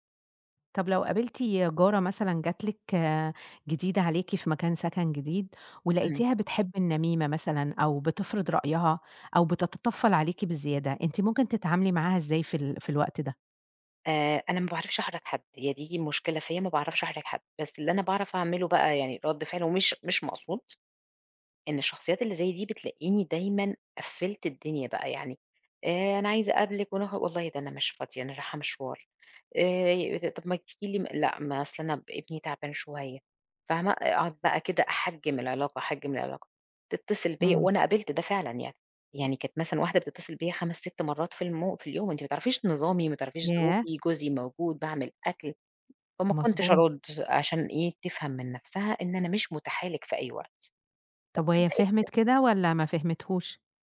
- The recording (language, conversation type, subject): Arabic, podcast, إيه الحاجات اللي بتقوّي الروابط بين الجيران؟
- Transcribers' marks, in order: unintelligible speech